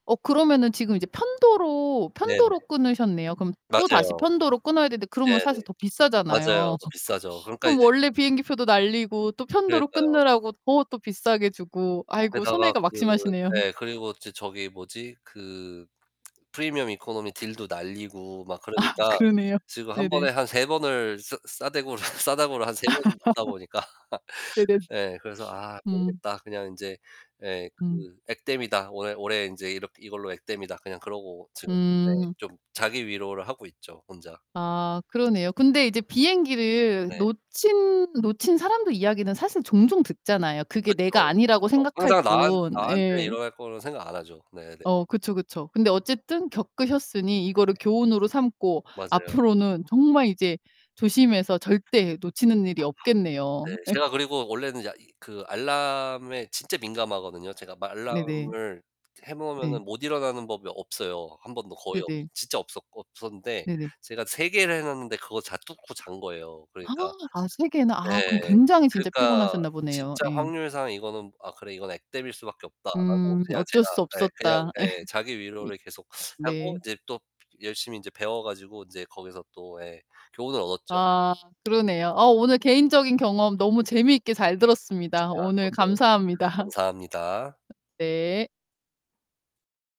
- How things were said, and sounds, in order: other background noise; distorted speech; laugh; laughing while speaking: "아"; laughing while speaking: "싸대구를"; laugh; laughing while speaking: "보니까"; laugh; laughing while speaking: "예"; "알람을" said as "말람을"; gasp; laughing while speaking: "예"; laughing while speaking: "감사합니다"
- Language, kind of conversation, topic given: Korean, podcast, 비행기를 놓친 적이 있으신가요? 그때 상황은 어땠나요?